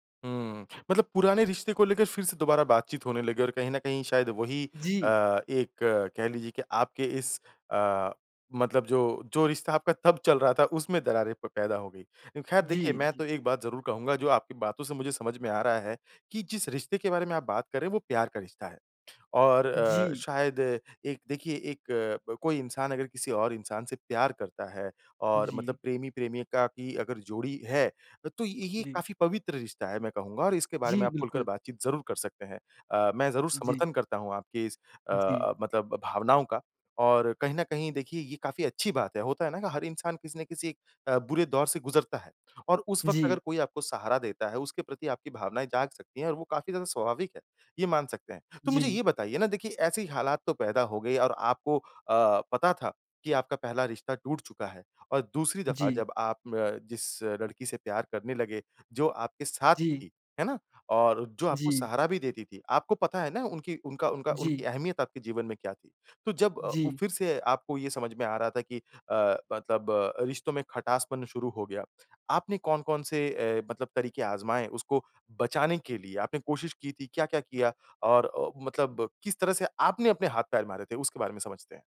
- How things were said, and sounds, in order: none
- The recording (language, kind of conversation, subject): Hindi, podcast, किसी टूटे हुए रिश्ते को आप फिर से कैसे जोड़ने की कोशिश करेंगे?